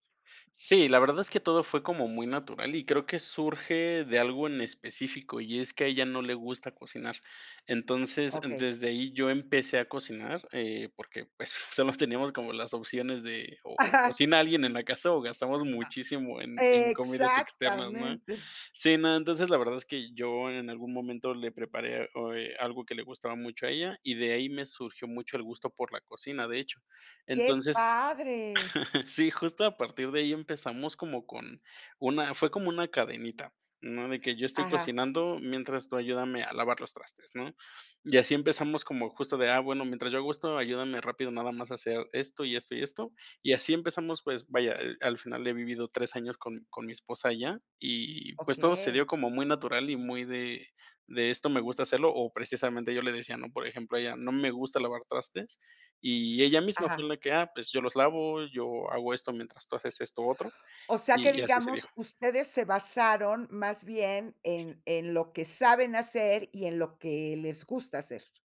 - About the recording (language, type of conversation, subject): Spanish, podcast, ¿Cómo se reparten las tareas en casa con tu pareja o tus compañeros de piso?
- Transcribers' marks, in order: laughing while speaking: "pues"; chuckle